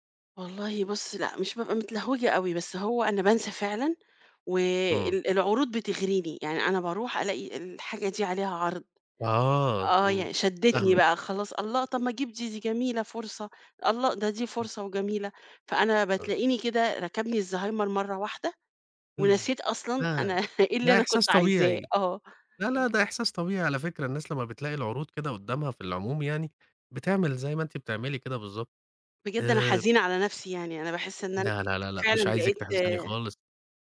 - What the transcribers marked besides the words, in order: tapping; unintelligible speech; unintelligible speech; chuckle
- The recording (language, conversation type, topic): Arabic, advice, إزاي أبطل أشتري نفس الحاجات أكتر من مرة عشان مش بنظّم احتياجاتي وبنسى اللي عندي؟